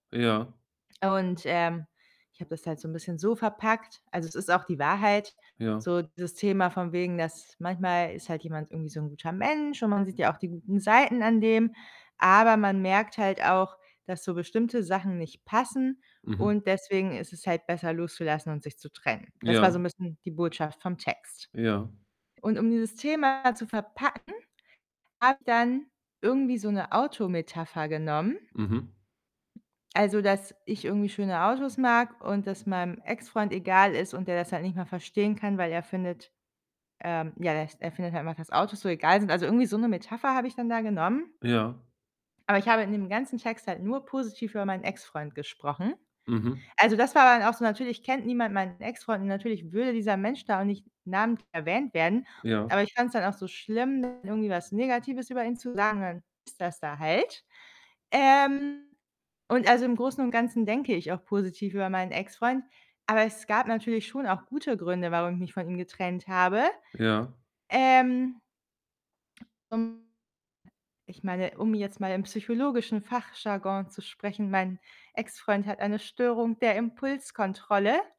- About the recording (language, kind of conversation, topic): German, advice, Wie zeigt sich deine Angst vor öffentlicher Kritik und Bewertung?
- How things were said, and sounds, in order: other background noise; distorted speech; tapping